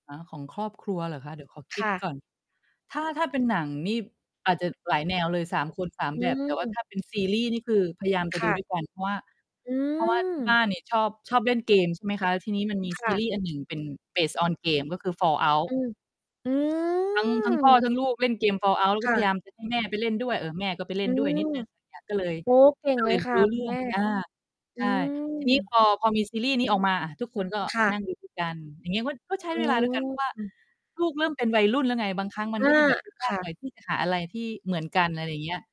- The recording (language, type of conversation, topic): Thai, unstructured, การดูหนังร่วมกับครอบครัวมีความหมายอย่างไรสำหรับคุณ?
- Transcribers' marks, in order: distorted speech; in English: "Base on game"; drawn out: "อืม"